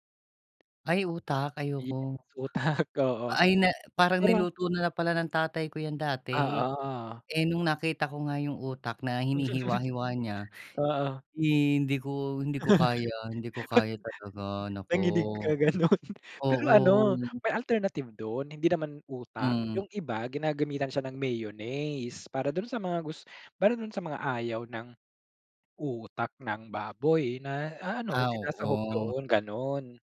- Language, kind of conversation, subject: Filipino, podcast, Ano ang paborito mong paraan para tuklasin ang mga bagong lasa?
- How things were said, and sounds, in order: laughing while speaking: "utak"; chuckle; other background noise; chuckle; other noise; laughing while speaking: "gano'n"